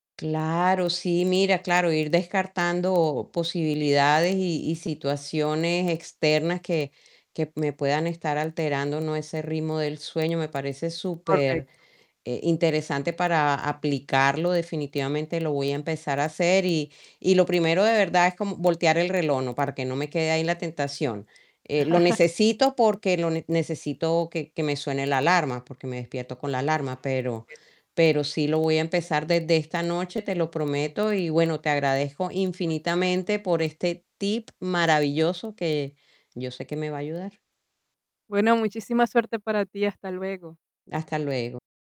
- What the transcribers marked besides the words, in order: static; distorted speech; chuckle; other noise
- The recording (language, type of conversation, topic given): Spanish, advice, ¿Cómo puedo mejorar la duración y la calidad de mi sueño?